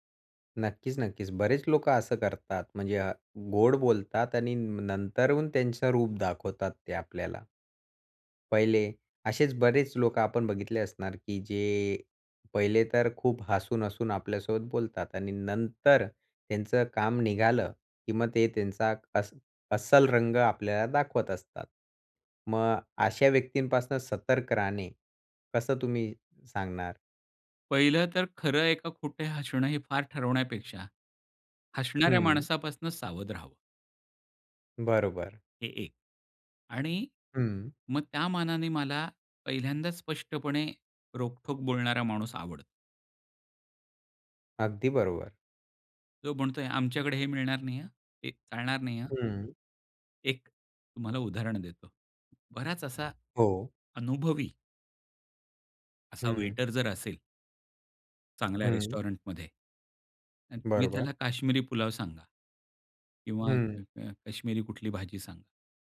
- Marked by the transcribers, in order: tapping; in English: "रेस्टॉरंटमध्ये"
- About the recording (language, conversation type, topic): Marathi, podcast, खऱ्या आणि बनावट हसण्यातला फरक कसा ओळखता?